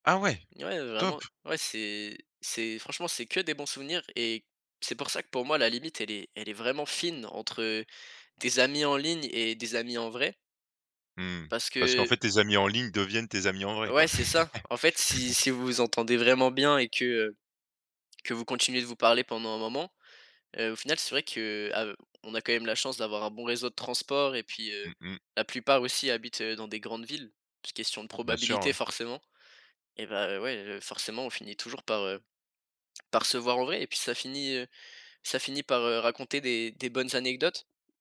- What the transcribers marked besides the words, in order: stressed: "que"; chuckle
- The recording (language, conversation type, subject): French, podcast, Comment perçois-tu aujourd’hui la différence entre les amis en ligne et les amis « en vrai » ?